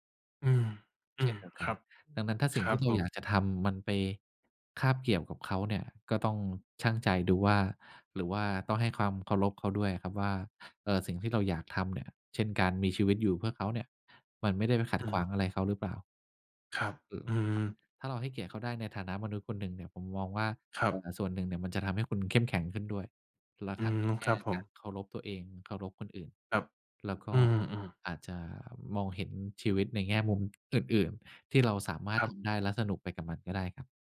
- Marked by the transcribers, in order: unintelligible speech
- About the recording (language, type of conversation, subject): Thai, advice, คำถามภาษาไทยเกี่ยวกับการค้นหาความหมายชีวิตหลังเลิกกับแฟน